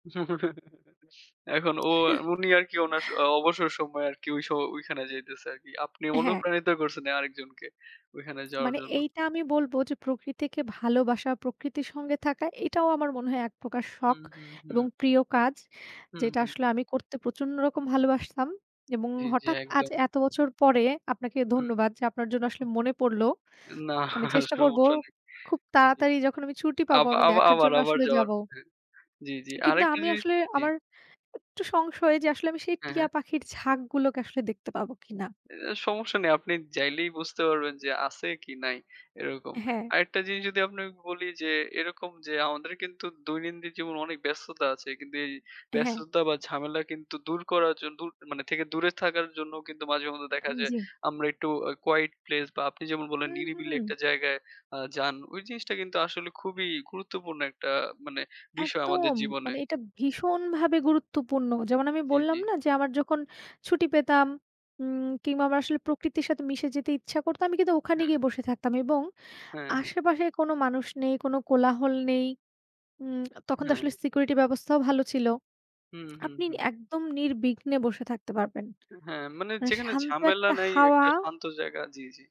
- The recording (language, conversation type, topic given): Bengali, unstructured, আপনি প্রকৃতির সঙ্গে সময় কাটাতে কীভাবে ভালোবাসেন?
- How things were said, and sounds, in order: laugh; chuckle; tsk; scoff; laughing while speaking: "না সমস্যা নেই"; lip smack; in English: "quiet place"; stressed: "ভীষণভাবে"; lip smack; swallow